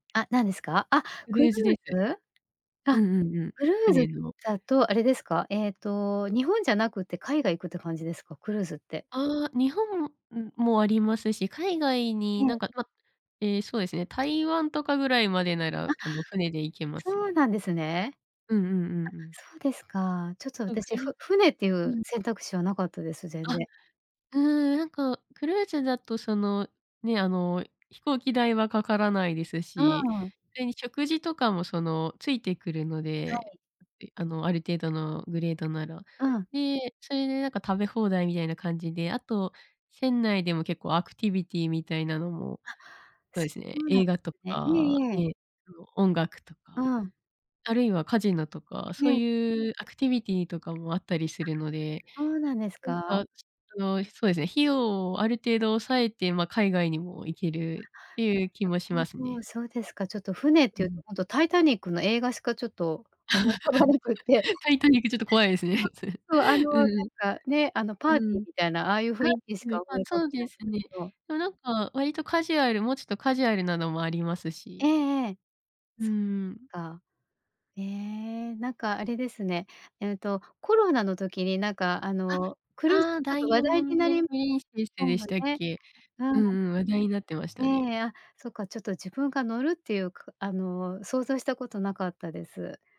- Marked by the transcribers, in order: other noise; laugh
- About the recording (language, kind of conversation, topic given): Japanese, advice, 急な出費で貯金を取り崩してしまい気持ちが落ち込んでいるとき、どう対処すればよいですか？